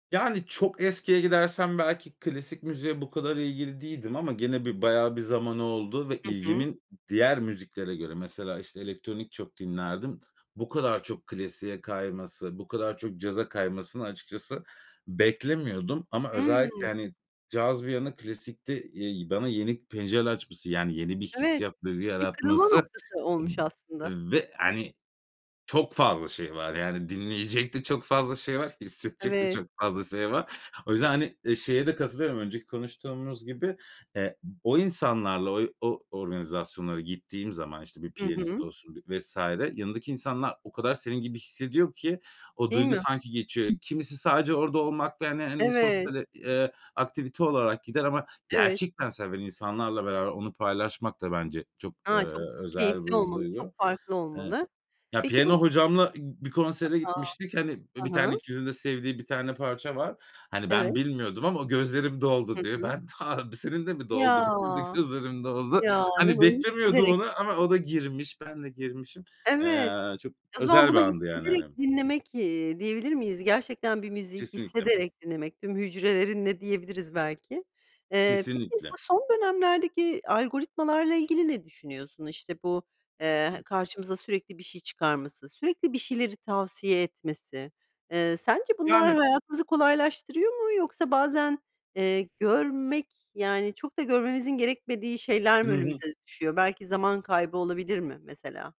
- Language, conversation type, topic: Turkish, podcast, Yeni müzikleri genelde nasıl keşfedersin?
- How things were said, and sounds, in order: tapping; other background noise